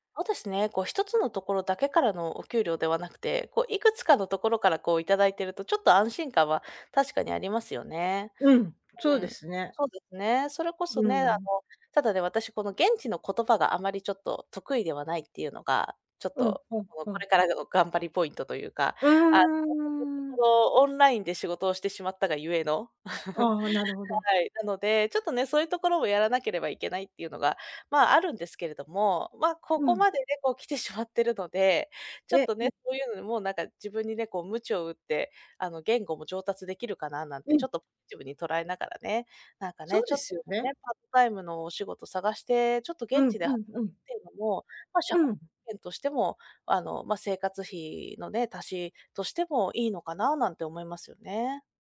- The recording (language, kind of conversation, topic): Japanese, advice, 収入が減って生活費の見通しが立たないとき、どうすればよいですか？
- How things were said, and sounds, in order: unintelligible speech; chuckle